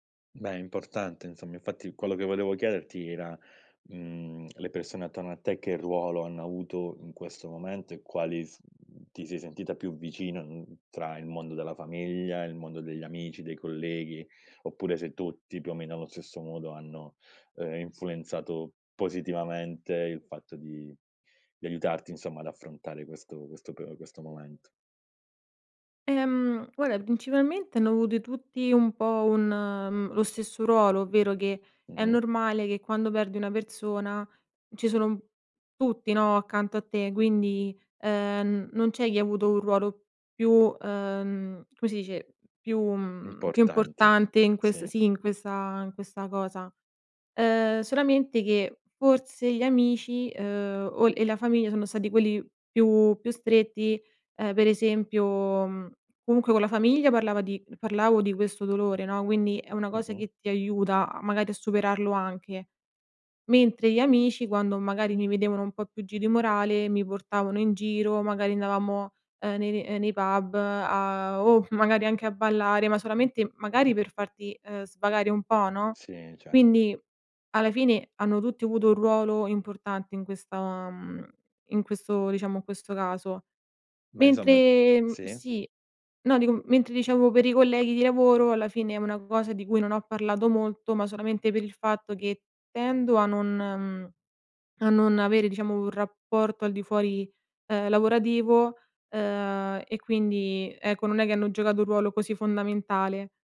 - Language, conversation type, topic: Italian, podcast, Cosa ti ha insegnato l’esperienza di affrontare una perdita importante?
- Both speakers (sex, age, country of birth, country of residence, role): female, 25-29, Italy, Italy, guest; male, 30-34, Italy, Italy, host
- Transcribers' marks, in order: "questa" said as "quessa"